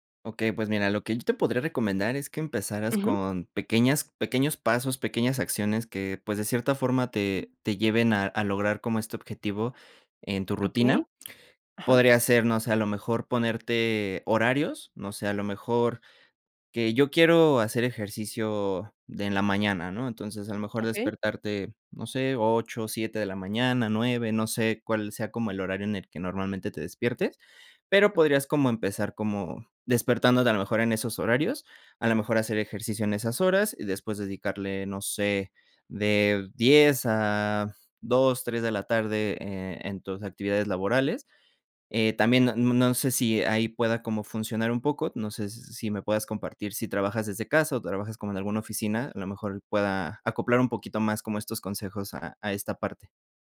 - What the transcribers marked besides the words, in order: none
- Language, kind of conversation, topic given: Spanish, advice, ¿Por qué te cuesta crear y mantener una rutina de autocuidado sostenible?